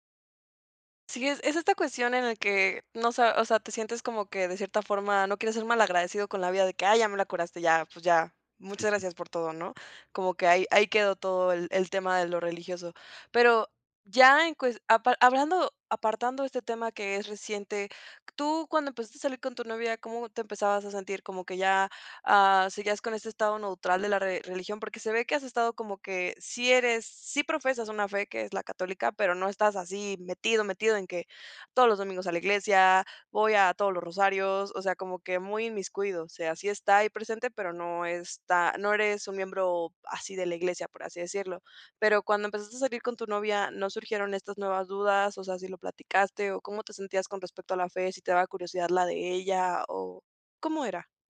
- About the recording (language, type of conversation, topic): Spanish, advice, ¿Qué dudas tienes sobre tu fe o tus creencias y qué sentido les encuentras en tu vida?
- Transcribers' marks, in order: none